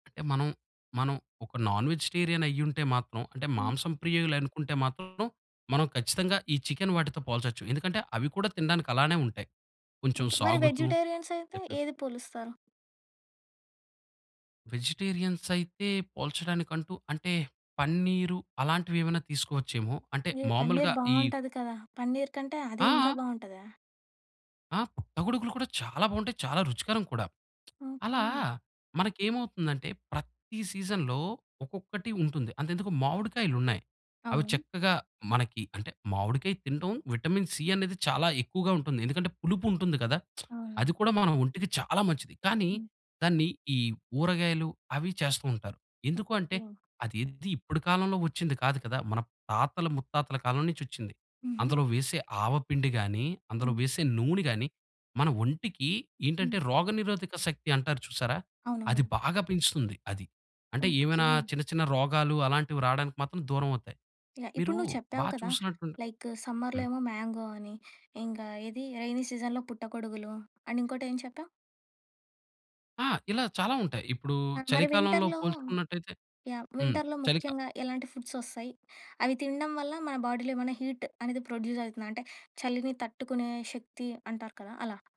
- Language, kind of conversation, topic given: Telugu, podcast, సీజనల్ పదార్థాలు ఎందుకు ముఖ్యమని మీరు అనుకుంటారు?
- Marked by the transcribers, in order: other background noise; unintelligible speech; lip smack; in English: "సీజన్‌లో"; in English: "విటమిన్ సి"; lip smack; in English: "లైక్ సమ్మర్‌లో"; in English: "మ్యాంగో"; in English: "రెయినీ సీజన్‌లో"; in English: "అండ్"; in English: "వింటర్‌లో"; in English: "వింటర్‌లో"; in English: "బాడీలో"; in English: "హీట్"; tapping